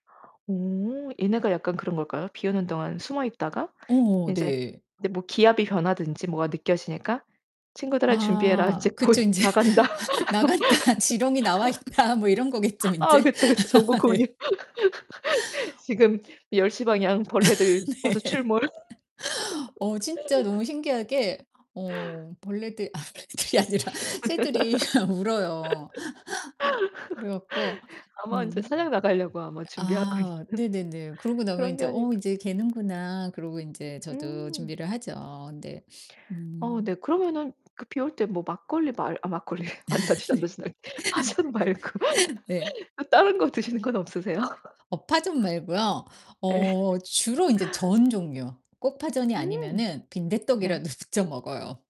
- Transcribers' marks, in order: other background noise; distorted speech; laughing while speaking: "인제 나갔다. 지렁이 나와 있다. 뭐 이런 거겠죠 인제. 네"; laughing while speaking: "나간다.'"; laugh; laughing while speaking: "네"; laugh; laugh; laughing while speaking: "벌레들이 아니라"; laugh; laugh; laughing while speaking: "막걸리래. 아니다. 파전 말고. 또 다른 거 드시는 건 없으세요?"; laughing while speaking: "네"; laugh; unintelligible speech; tapping; laugh
- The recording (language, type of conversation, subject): Korean, podcast, 비 오는 날에 즐기는 소소한 루틴이 있으신가요?